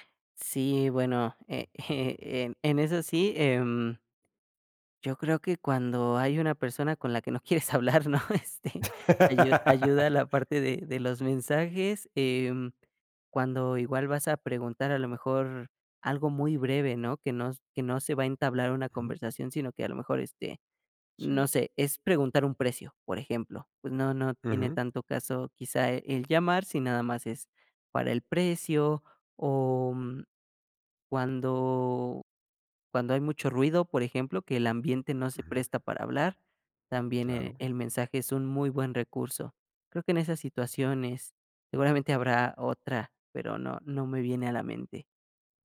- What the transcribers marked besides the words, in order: chuckle; laughing while speaking: "la que no quieres hablar, ¿no?"
- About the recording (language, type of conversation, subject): Spanish, podcast, ¿Prefieres comunicarte por llamada, mensaje o nota de voz?
- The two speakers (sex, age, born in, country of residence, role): male, 20-24, Mexico, Mexico, guest; male, 40-44, Mexico, Mexico, host